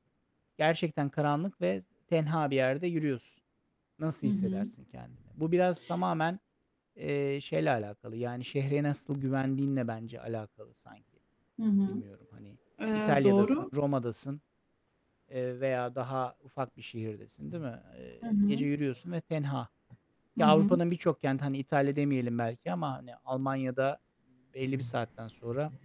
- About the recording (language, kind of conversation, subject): Turkish, unstructured, Seyahat ederken geceleri yalnız yürümek seni korkutur mu?
- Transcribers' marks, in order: distorted speech; other background noise